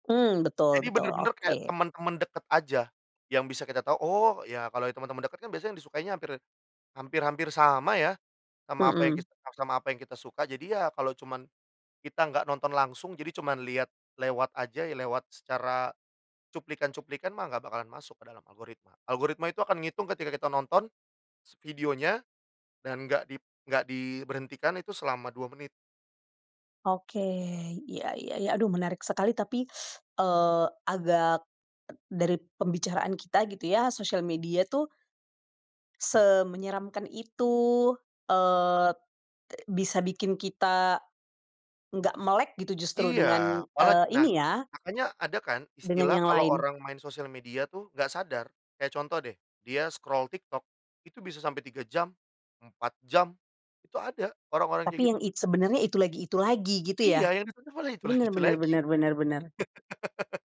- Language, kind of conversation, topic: Indonesian, podcast, Bagaimana menurutmu algoritma memengaruhi apa yang kita tonton?
- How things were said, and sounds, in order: teeth sucking; tapping; laughing while speaking: "itu lagi itu lagi"; laugh